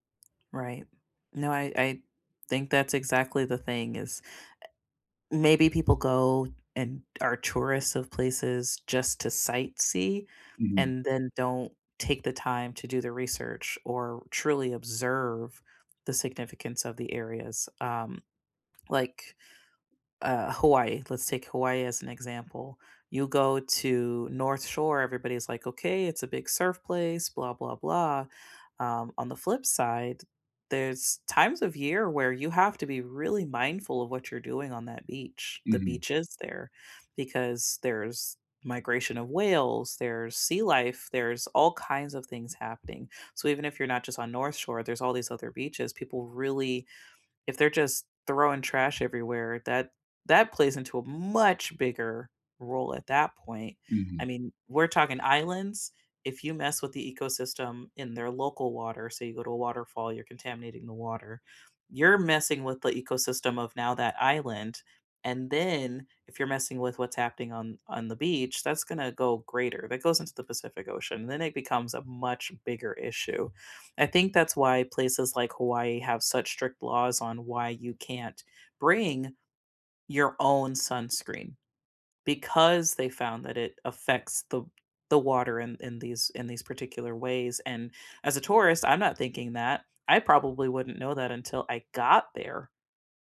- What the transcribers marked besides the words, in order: tapping; stressed: "observe"; stressed: "much"; stressed: "got"
- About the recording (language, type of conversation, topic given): English, unstructured, What do you think about tourists who litter or damage places?